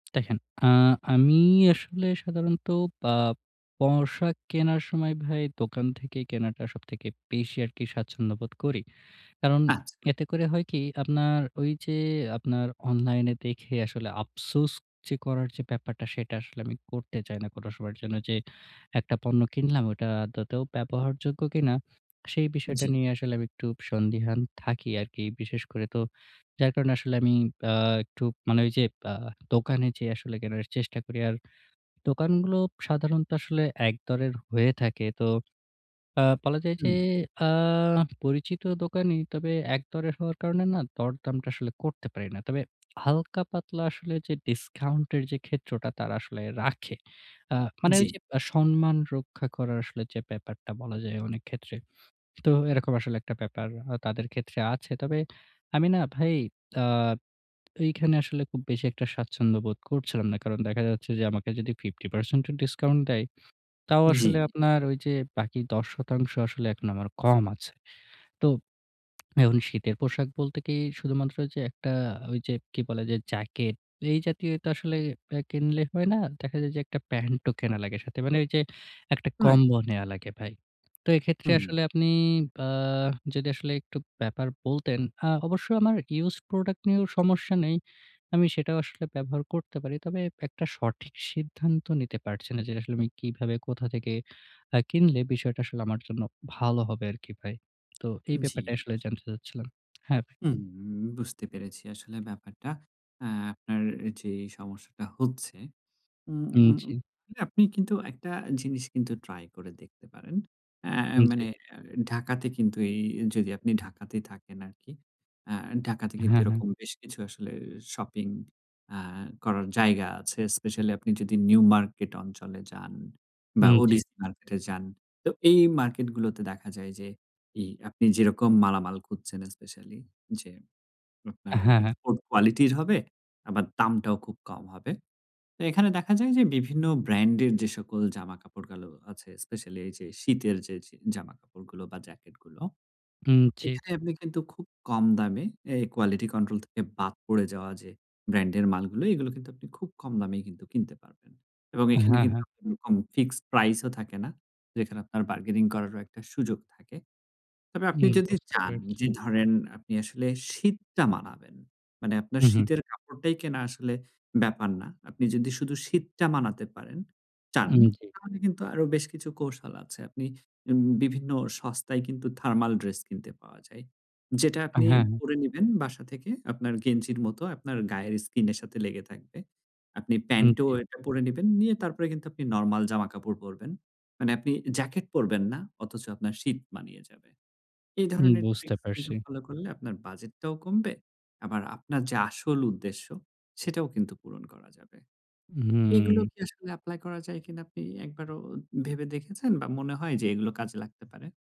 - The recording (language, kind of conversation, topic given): Bengali, advice, বাজেটের মধ্যে স্টাইলিশ ও টেকসই পোশাক কীভাবে কেনা যায়?
- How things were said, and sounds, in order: lip smack; "পোশাক" said as "পড়শাক"; lip smack; lip smack; "গুলো" said as "গালু"